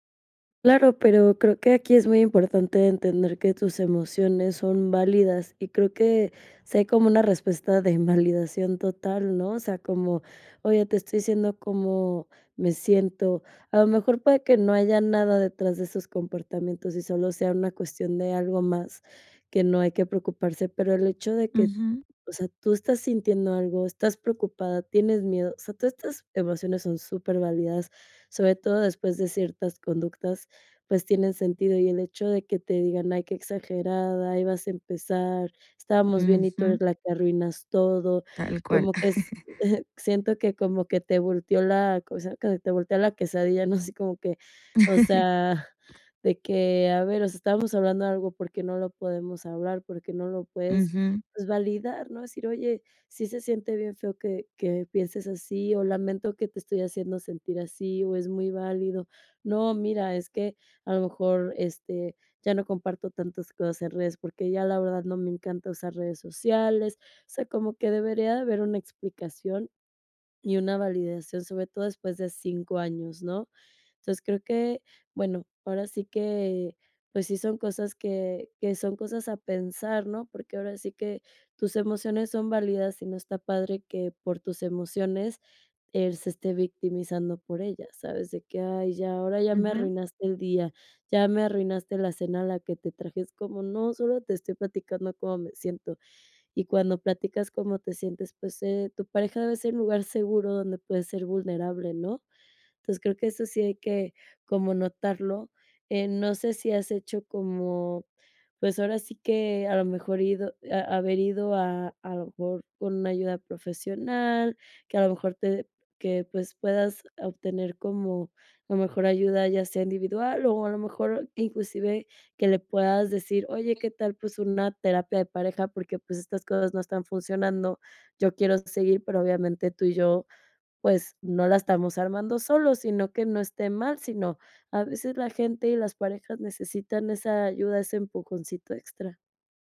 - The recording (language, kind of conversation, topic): Spanish, advice, ¿Cómo puedo decidir si debo terminar una relación de larga duración?
- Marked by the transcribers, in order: laugh; laugh; other background noise; laughing while speaking: "¿no?"